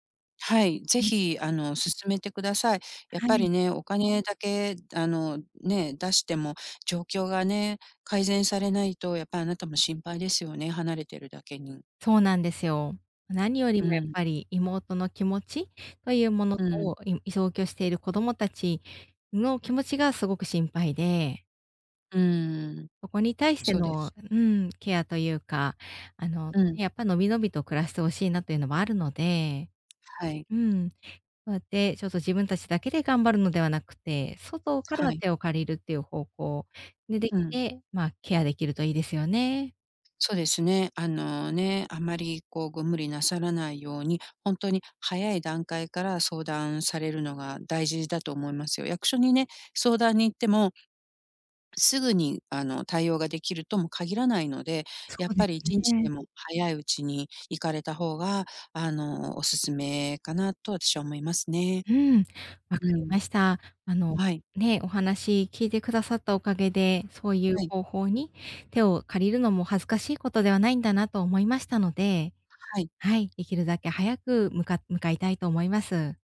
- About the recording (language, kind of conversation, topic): Japanese, advice, 介護と仕事をどのように両立すればよいですか？
- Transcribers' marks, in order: other background noise; tapping